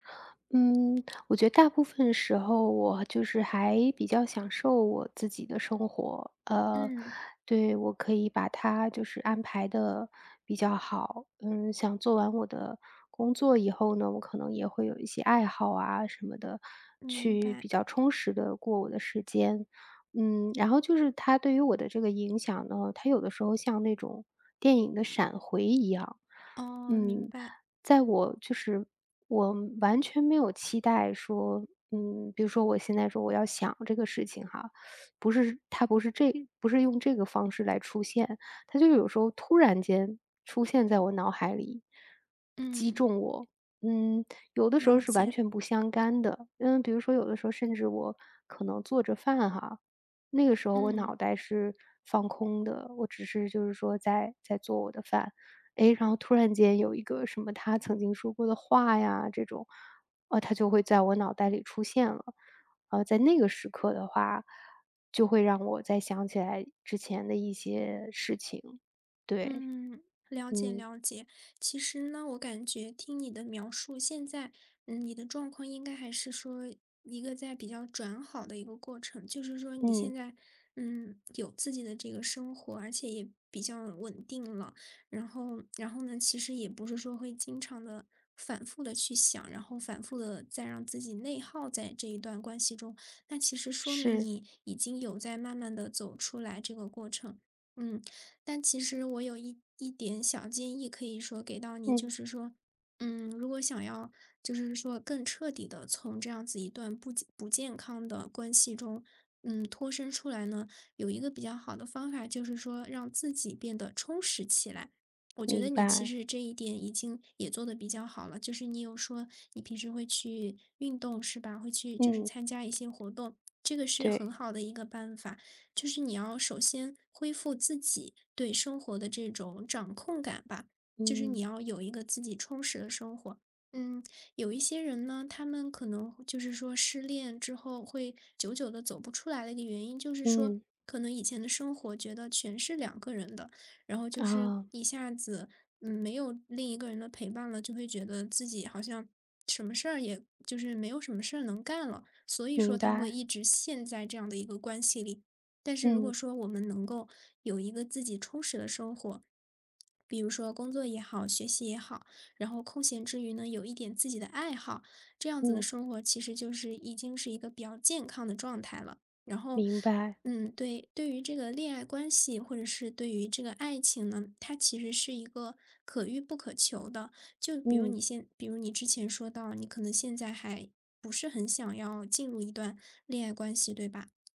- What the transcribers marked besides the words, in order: teeth sucking; other background noise
- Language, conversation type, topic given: Chinese, advice, 分手后我该如何努力重建自尊和自信？